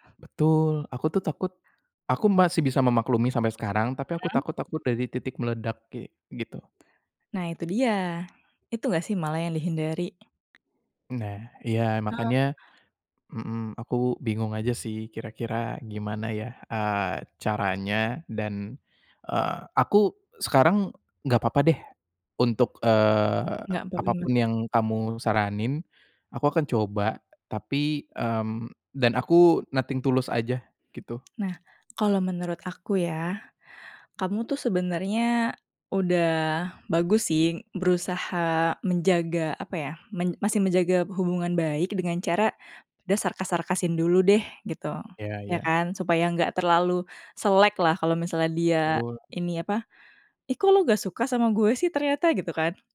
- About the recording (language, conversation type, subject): Indonesian, advice, Bagaimana cara mengatakan tidak pada permintaan orang lain agar rencanamu tidak terganggu?
- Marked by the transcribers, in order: tapping; other background noise; in English: "nothing to lose"